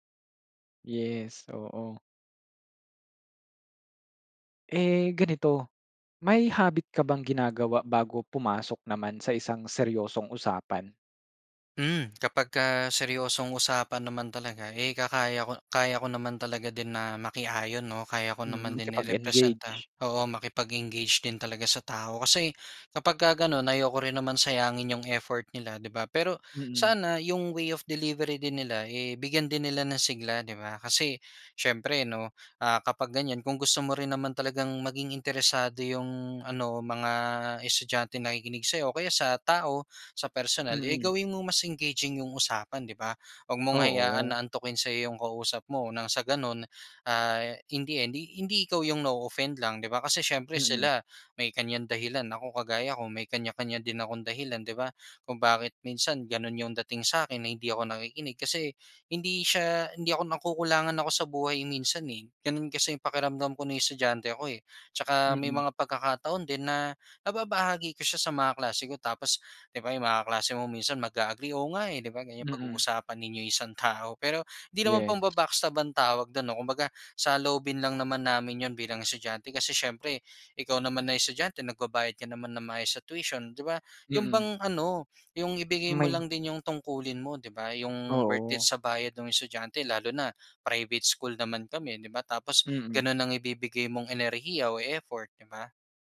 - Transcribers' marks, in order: tongue click; in English: "way of delivery"; in English: "engaging"; in English: "in the end"; in English: "na-o-offend"; in English: "pamba-backstab"; other background noise; in English: "worth it"
- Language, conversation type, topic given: Filipino, podcast, Paano ka nakikinig para maintindihan ang kausap, at hindi lang para makasagot?